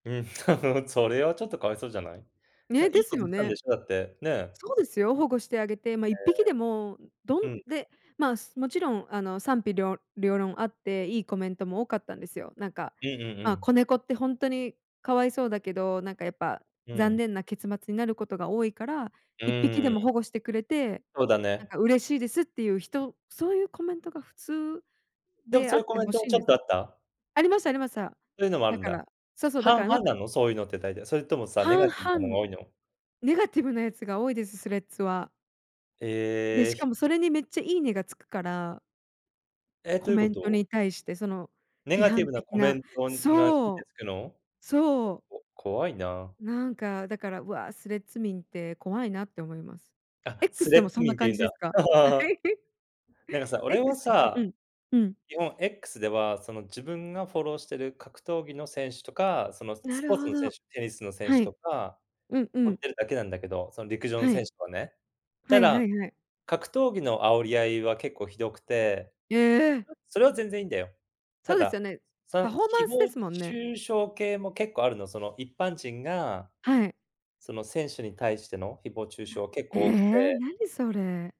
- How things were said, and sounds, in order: chuckle; laughing while speaking: "はい"; laugh; surprised: "ええ"
- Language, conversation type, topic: Japanese, unstructured, SNSでの誹謗中傷はどうすれば減らせると思いますか？